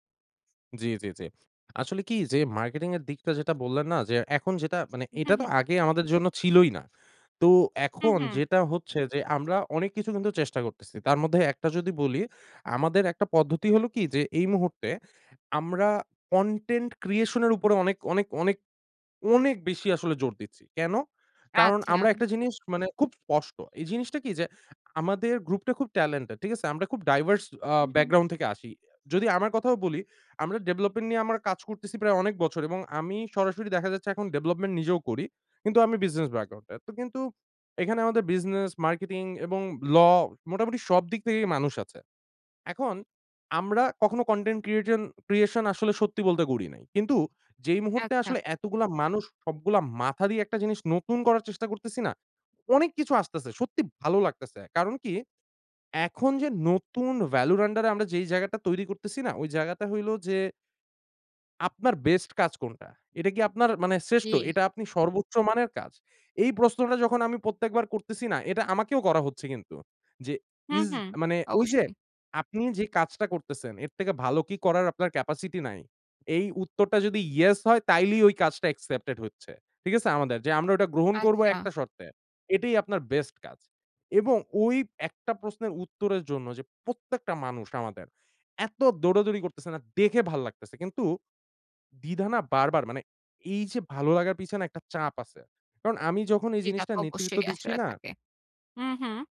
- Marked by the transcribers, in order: in English: "content creation"; stressed: "অনেক"; in English: "talented"; in English: "diverse"; horn; in English: "creation"; "জায়গাটা" said as "জায়গাতা"; in English: "capacity"; in English: "accepted"
- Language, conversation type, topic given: Bengali, advice, স্টার্টআপে দ্রুত সিদ্ধান্ত নিতে গিয়ে আপনি কী ধরনের চাপ ও দ্বিধা অনুভব করেন?